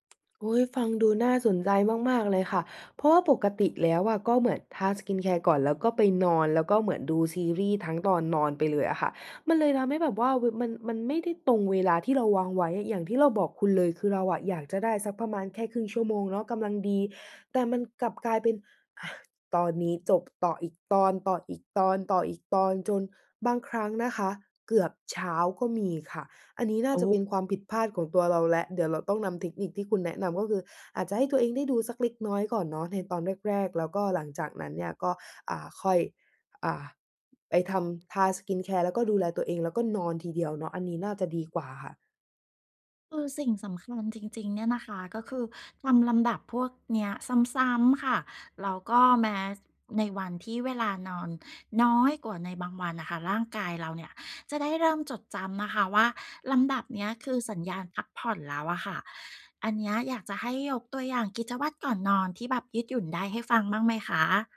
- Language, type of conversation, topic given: Thai, advice, จะสร้างกิจวัตรก่อนนอนให้สม่ำเสมอทุกคืนเพื่อหลับดีขึ้นและตื่นตรงเวลาได้อย่างไร?
- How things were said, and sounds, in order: tapping; in English: "skincare"; in English: "skincare"